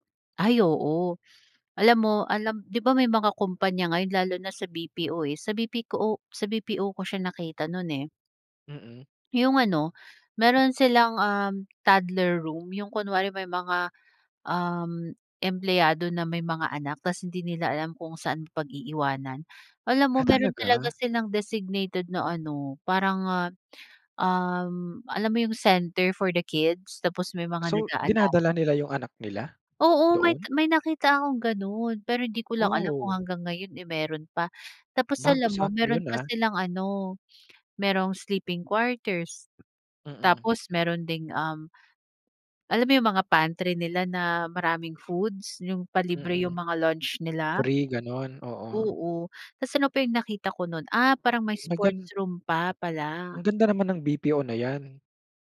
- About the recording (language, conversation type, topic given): Filipino, podcast, Anong simpleng nakagawian ang may pinakamalaking epekto sa iyo?
- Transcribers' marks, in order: other background noise